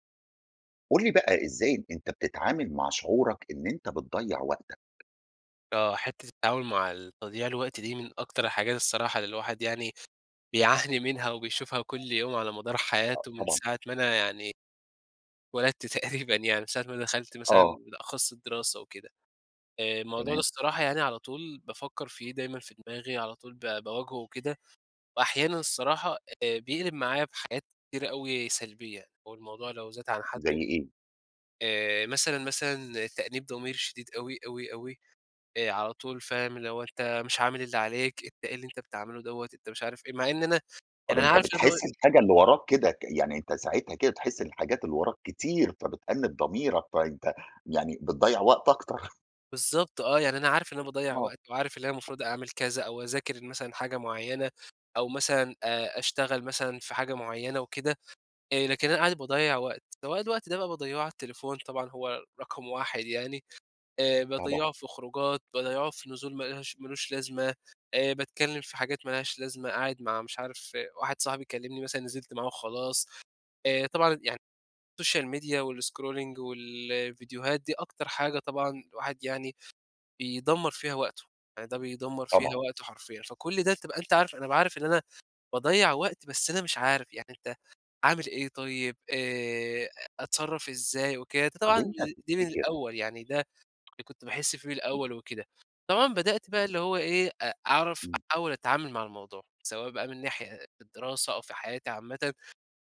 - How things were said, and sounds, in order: laughing while speaking: "بيعاني منها"; laughing while speaking: "اتولدت تقريبًا"; tapping; other background noise; chuckle; in English: "الSocial Media والScrolling"
- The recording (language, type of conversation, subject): Arabic, podcast, إزاي بتتعامل مع الإحساس إنك بتضيّع وقتك؟